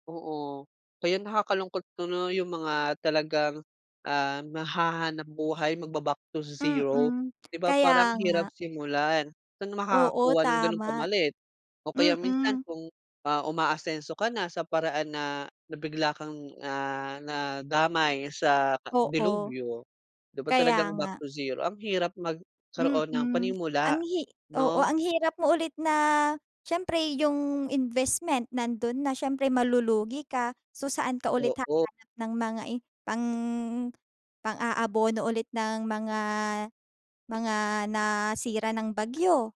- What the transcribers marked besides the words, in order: "naghahanap-buhay" said as "mahahanap-buhay"; other background noise
- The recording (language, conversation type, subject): Filipino, unstructured, Paano mo tinitingnan ang mga epekto ng mga likás na kalamidad?